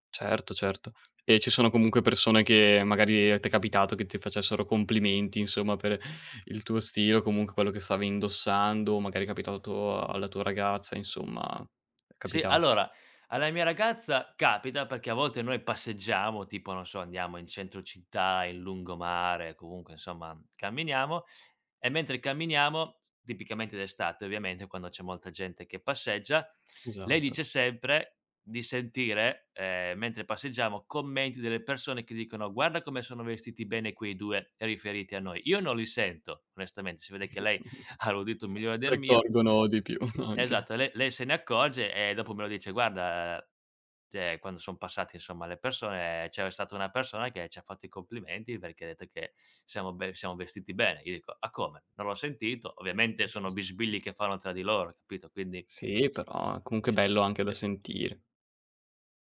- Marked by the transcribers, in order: tapping; chuckle; laughing while speaking: "ha"; laughing while speaking: "più"; drawn out: "Guarda"; "cioè" said as "ceh"; other background noise
- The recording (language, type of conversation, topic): Italian, podcast, Come è cambiato il tuo stile nel tempo?